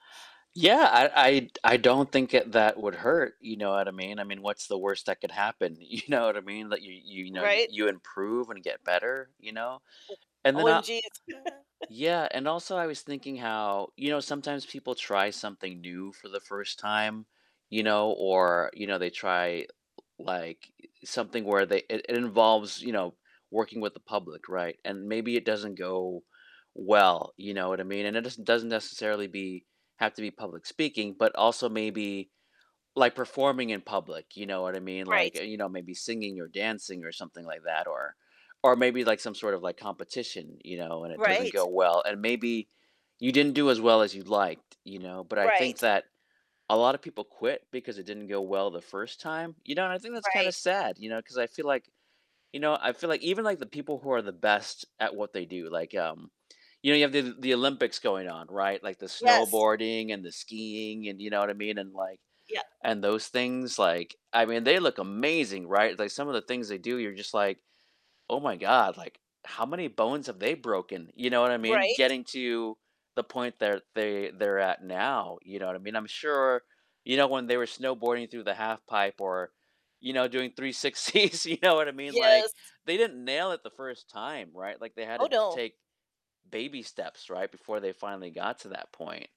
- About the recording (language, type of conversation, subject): English, unstructured, What would you say to someone who is afraid of failing in public?
- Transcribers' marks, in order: distorted speech; laughing while speaking: "you"; chuckle; laugh; other background noise; static; tapping; laughing while speaking: "three-sixties"